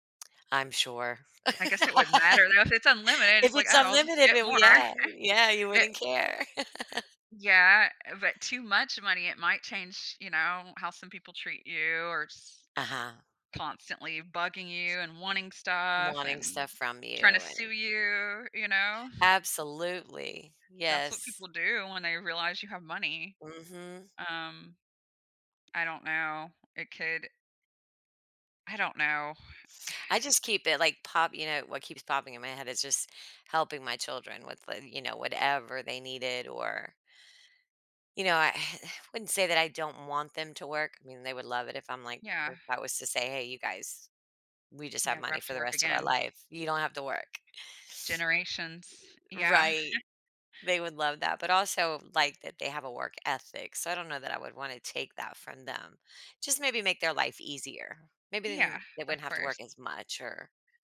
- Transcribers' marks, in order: laugh; chuckle; laugh; other background noise; sigh; sigh; chuckle
- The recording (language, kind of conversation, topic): English, unstructured, What do you think is more important for happiness—having more free time or having more money?